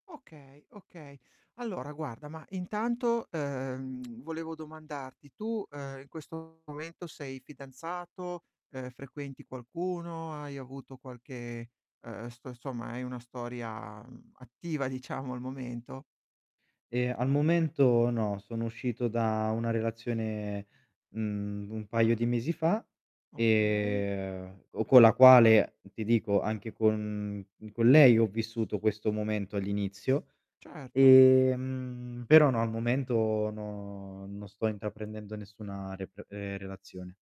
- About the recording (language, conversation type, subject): Italian, advice, In che modo la paura dell’impegno sta bloccando il vostro futuro insieme?
- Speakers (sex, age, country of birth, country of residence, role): male, 25-29, Italy, Italy, user; male, 40-44, Italy, Italy, advisor
- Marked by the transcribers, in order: tapping; distorted speech; other background noise